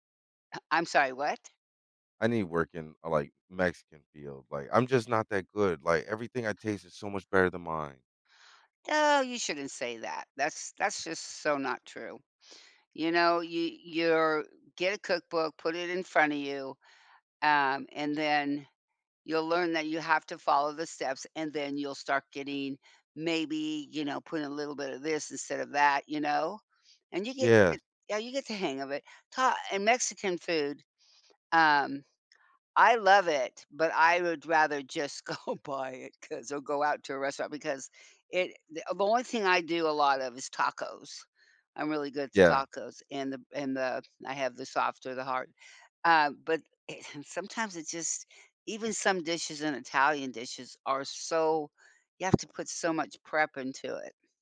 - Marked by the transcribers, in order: tapping; laughing while speaking: "go buy it, 'cause"; other background noise
- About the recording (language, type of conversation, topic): English, unstructured, Why do shared meals and cooking experiences help strengthen our relationships?
- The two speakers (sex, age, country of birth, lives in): female, 75-79, United States, United States; male, 30-34, United States, United States